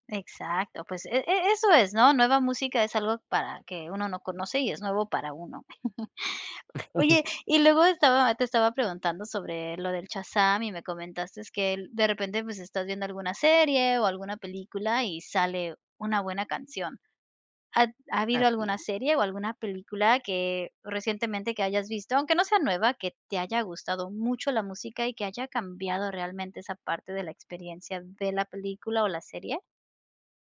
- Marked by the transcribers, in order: chuckle
- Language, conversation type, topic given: Spanish, podcast, ¿Cómo descubres nueva música hoy en día?